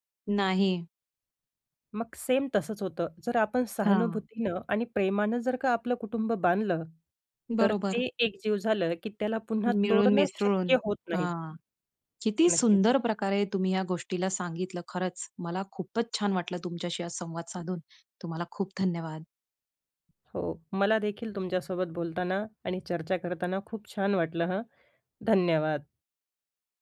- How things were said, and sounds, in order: tapping; other background noise
- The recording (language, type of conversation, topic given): Marathi, podcast, कठीण प्रसंगी तुमच्या संस्कारांनी कशी मदत केली?